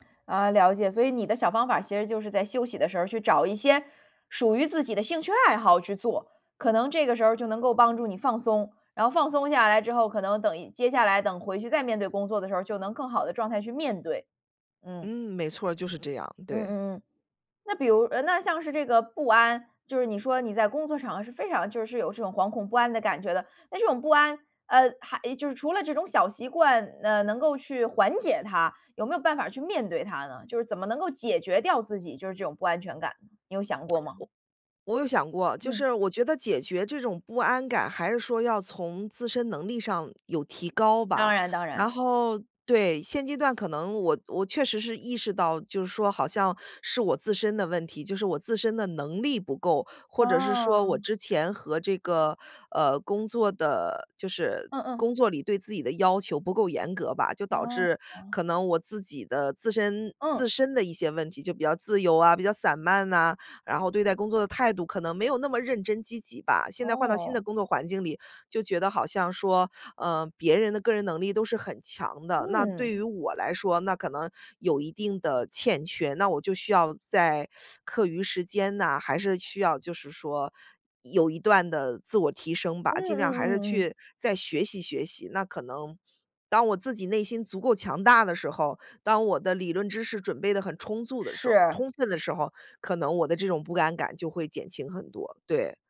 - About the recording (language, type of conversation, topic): Chinese, podcast, 你如何处理自我怀疑和不安？
- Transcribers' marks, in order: lip smack; teeth sucking